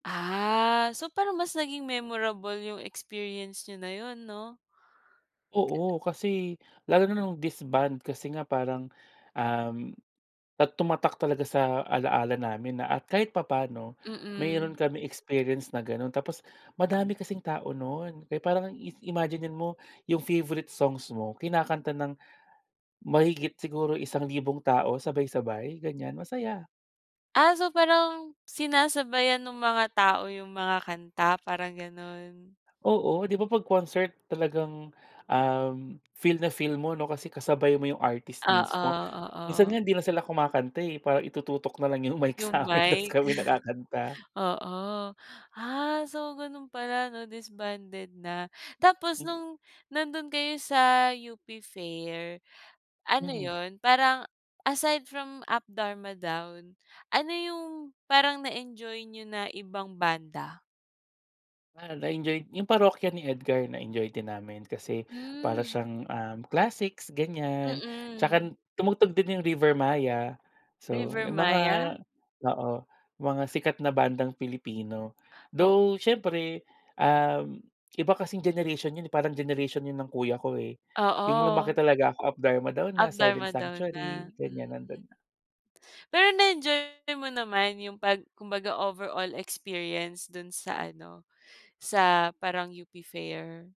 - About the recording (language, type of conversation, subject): Filipino, podcast, Ano ang pinakatumatak mong karanasan sa konsiyerto o tugtugan?
- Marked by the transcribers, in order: other background noise; "mismo" said as "minsmo"; chuckle